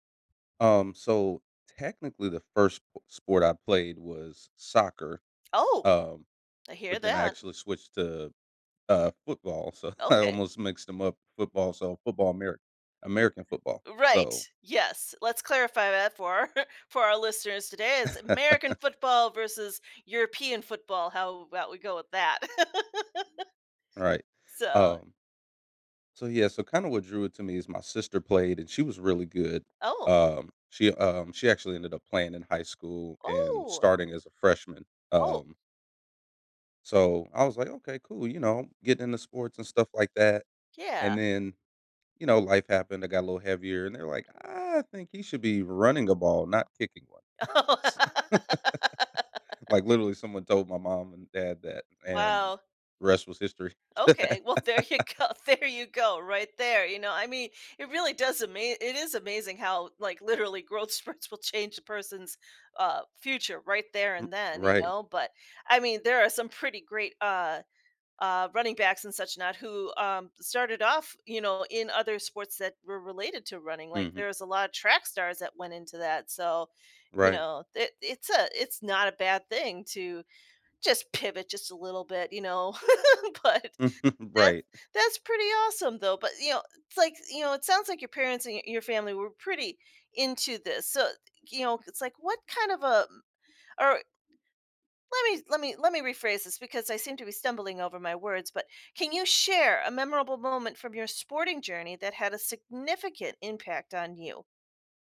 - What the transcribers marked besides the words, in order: laughing while speaking: "So I"; other background noise; laughing while speaking: "our"; laugh; laugh; tapping; laughing while speaking: "Oh"; laugh; chuckle; laughing while speaking: "S"; laugh; laughing while speaking: "there you go"; laugh; laughing while speaking: "growth spurts"; laugh; laughing while speaking: "but"; chuckle; scoff; stressed: "significant"
- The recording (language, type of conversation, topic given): English, podcast, How has playing sports shaped who you are today?